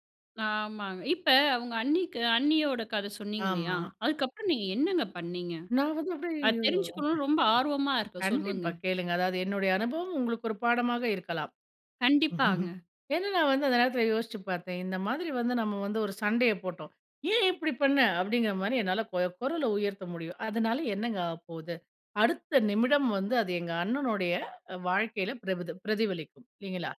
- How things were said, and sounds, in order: drawn out: "ஆமாங்க"; chuckle; chuckle
- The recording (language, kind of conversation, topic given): Tamil, podcast, உறவுகளை நீண்டகாலம் பராமரிப்பது எப்படி?